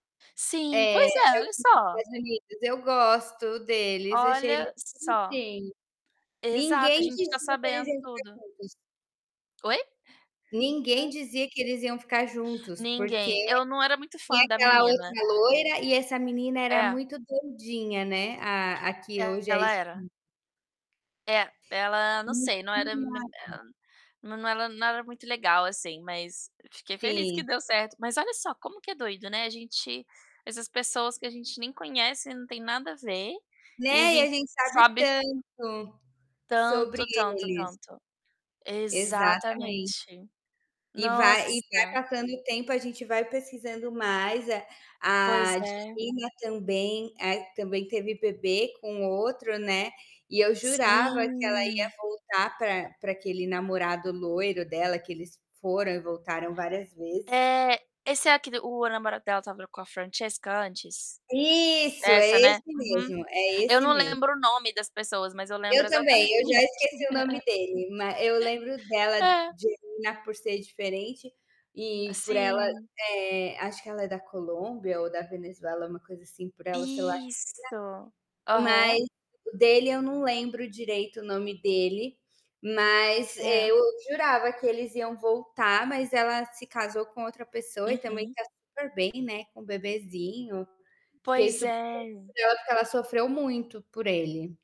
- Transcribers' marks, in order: distorted speech; static; tapping; unintelligible speech; unintelligible speech; drawn out: "Sim"; laughing while speaking: "exatamente"; laugh
- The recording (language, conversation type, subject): Portuguese, unstructured, Você acha que os programas de reality invadem demais a privacidade dos participantes?